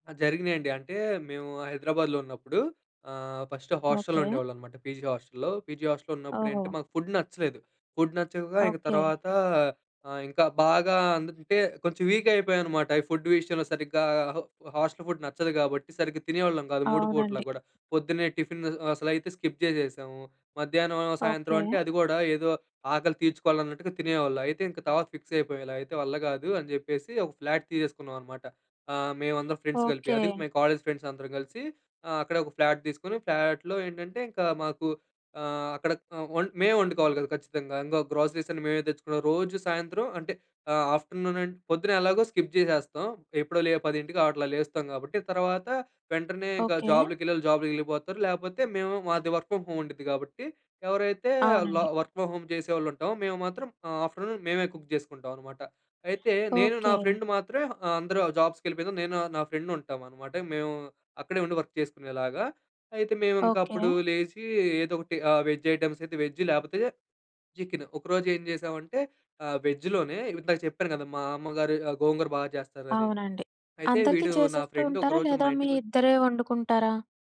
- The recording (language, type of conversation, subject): Telugu, podcast, సమూహంగా కలిసి వంట చేసిన రోజుల గురించి మీకు ఏవైనా గుర్తుండిపోయే జ్ఞాపకాలు ఉన్నాయా?
- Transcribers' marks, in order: in English: "ఫస్ట్"; in English: "పీజీ"; in English: "పీజీ"; in English: "ఫుడ్"; in English: "ఫుడ్"; in English: "వీక్"; in English: "ఫుడ్"; in English: "ఫుడ్"; in English: "స్కిప్"; in English: "ఫిక్స్"; in English: "ఫ్లాట్"; in English: "ఫ్రెండ్స్"; other background noise; in English: "ఫ్రెండ్స్"; in English: "ఫ్లాట్"; in English: "ఫ్లాట్‌లో"; in English: "గ్రాసరీస్"; in English: "ఆఫ్టర్‌నూన్"; in English: "స్కిప్"; in English: "వర్క్ ఫ్రమ్ హోమ్"; in English: "వర్క్ ఫ్రమ్ హోమ్"; in English: "ఆఫ్టర్‌నూన్"; in English: "కుక్"; in English: "ఫ్రెండ్"; in English: "ఫ్రెండ్"; in English: "వర్క్"; in English: "వెజ్ ఐటెమ్స్"; in English: "వెజ్"; in English: "వెజ్‌లోనే"; in English: "ఫ్రెండ్"